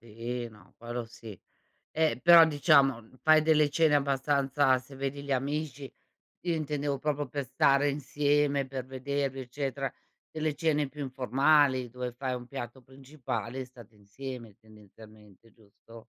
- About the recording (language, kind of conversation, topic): Italian, podcast, Come puoi organizzare la cucina per risparmiare tempo ogni giorno?
- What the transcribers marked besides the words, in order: "proprio" said as "propio"